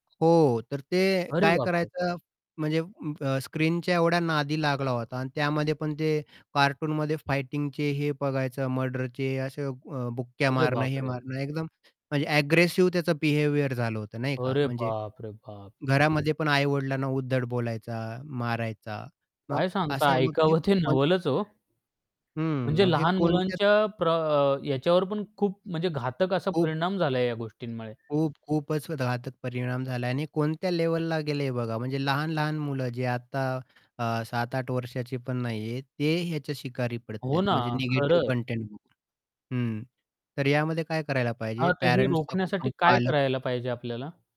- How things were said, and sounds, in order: in English: "एग्रेसिव्ह"; in English: "बिहेवियर"; surprised: "अरे बाप रे बाप!"; surprised: "काय सांगता? ऐकावं ते नवलच ओ"; unintelligible speech; other background noise; distorted speech; unintelligible speech
- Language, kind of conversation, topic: Marathi, podcast, डूमस्क्रोलिंगची सवय सोडण्यासाठी तुम्ही काय केलं किंवा काय सुचवाल?